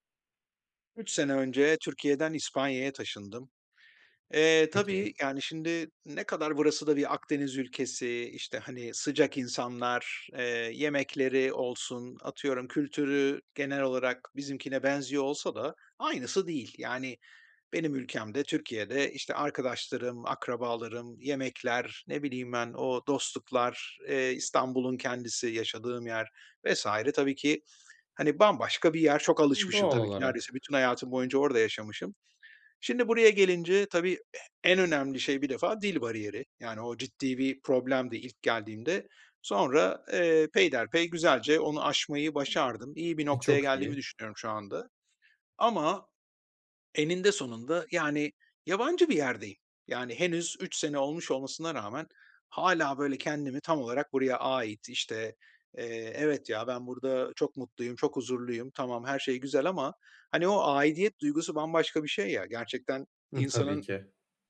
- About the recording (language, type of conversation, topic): Turkish, advice, Yeni bir yerde yabancılık hissini azaltmak için nereden başlamalıyım?
- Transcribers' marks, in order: none